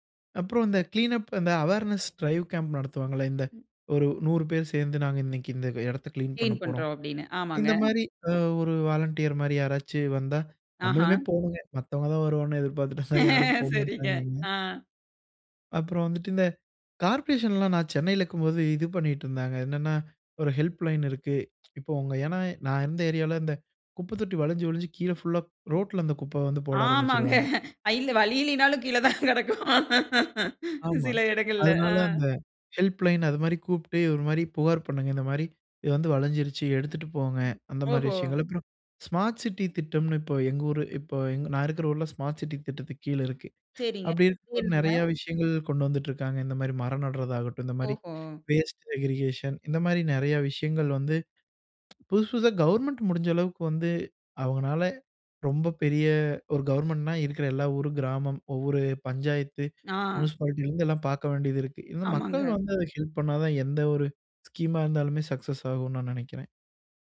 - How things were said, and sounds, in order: in English: "கிளீனப்"; in English: "அவேர்னஸ் டிரைவ் கேம்ப்"; other noise; in English: "வாலண்டியர்"; laughing while speaking: "மத்தவங்க தான் வருவாங்கன்னு எதிர்பார்த்துட்டு இருந்தா யாரும் போமாட்டாங்கங்க"; laughing while speaking: "சரிங்க, ஆ"; in English: "கார்ப்ரேஷன்லாம்"; "இருக்கும்போது" said as "இக்கும்போது"; in English: "ஹெல்ப்லைன்"; tsk; laughing while speaking: "ஆமாங்க, இல்ல வழி இல்லனாலும் கீழ தான் கிடக்கும். சில இடங்கள்ல ஆ"; in English: "ஹெல்ப்லைன்னு"; other background noise; in English: "ஸ்மார்ட் சிட்டி"; in English: "ஸ்மார்ட் சிட்டி"; inhale; inhale; in English: "வேஸ்ட் செக்ரிகேஷன்"; grunt; in English: "ஸ்கீம்‌மா"; in English: "சக்சஸ்"
- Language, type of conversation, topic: Tamil, podcast, குப்பையைச் சரியாக அகற்றி மறுசுழற்சி செய்வது எப்படி?